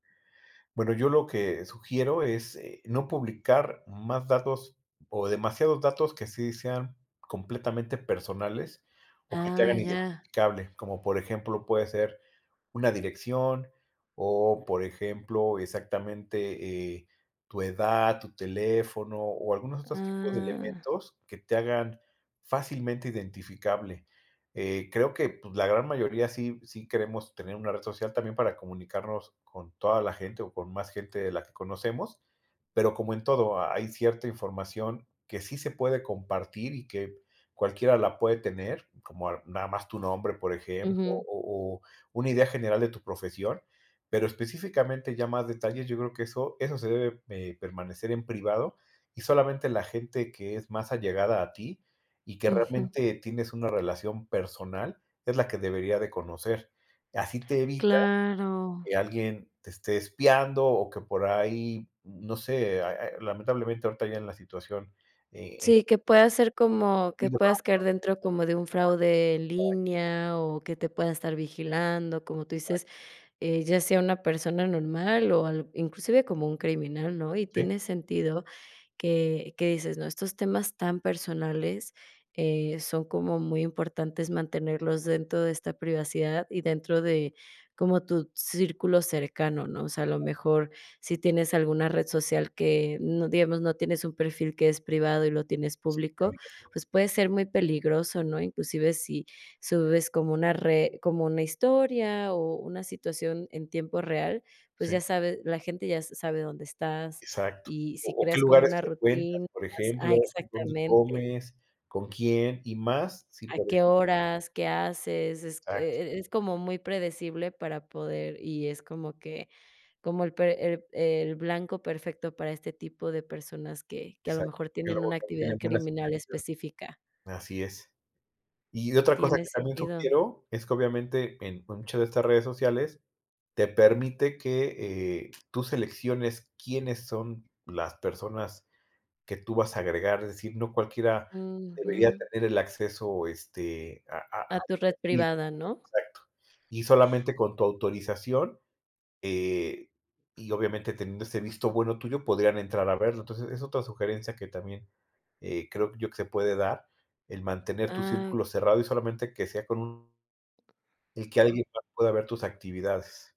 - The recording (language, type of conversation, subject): Spanish, podcast, ¿Cómo proteges tu privacidad en redes sociales?
- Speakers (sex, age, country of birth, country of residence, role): female, 30-34, United States, United States, host; male, 45-49, Mexico, Mexico, guest
- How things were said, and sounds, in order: other background noise; unintelligible speech; unintelligible speech; tapping